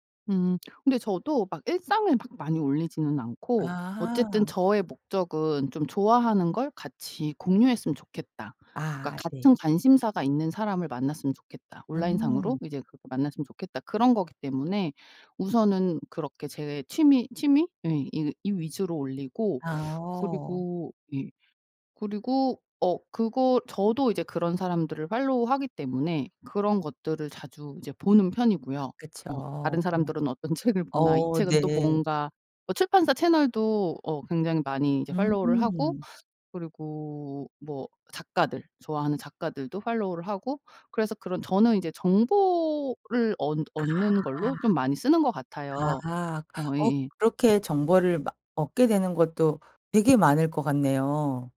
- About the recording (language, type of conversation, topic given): Korean, podcast, 취미를 SNS에 공유하는 이유가 뭐야?
- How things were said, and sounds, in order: other background noise; put-on voice: "팔로우하기"; put-on voice: "팔로우를"; put-on voice: "팔로우를"; tapping